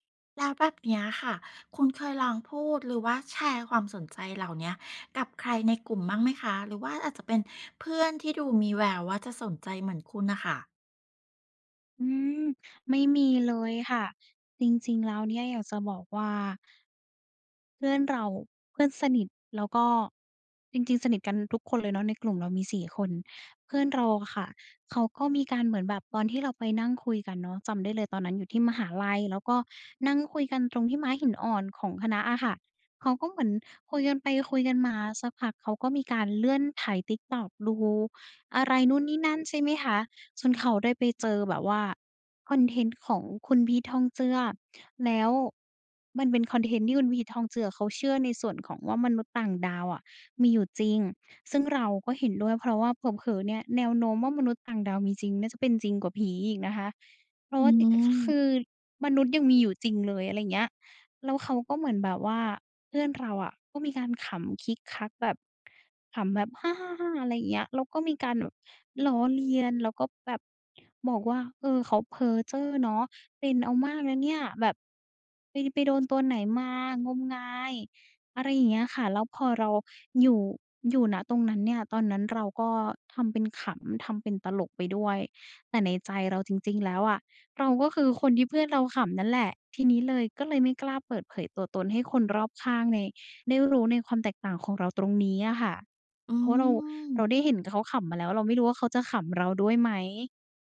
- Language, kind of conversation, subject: Thai, advice, คุณกำลังลังเลที่จะเปิดเผยตัวตนที่แตกต่างจากคนรอบข้างหรือไม่?
- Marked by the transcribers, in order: none